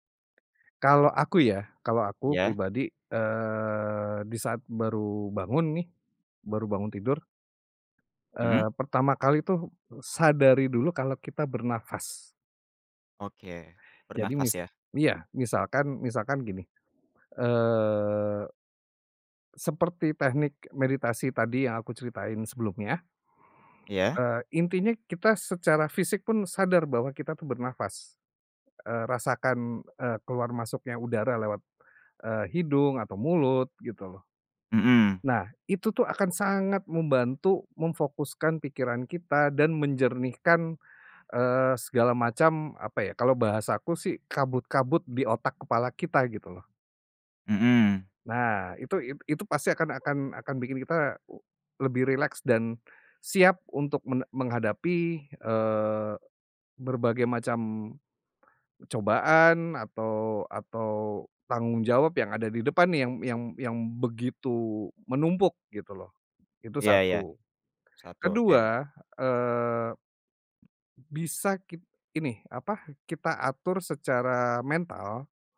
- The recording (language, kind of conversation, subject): Indonesian, podcast, Gimana cara kamu ngatur stres saat kerjaan lagi numpuk banget?
- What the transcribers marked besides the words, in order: other background noise